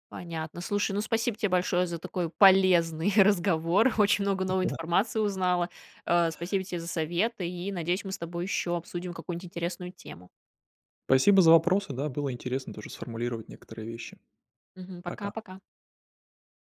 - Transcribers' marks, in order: stressed: "полезный"; chuckle; tapping
- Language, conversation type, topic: Russian, podcast, Как отличить настоящее органическое от красивой этикетки?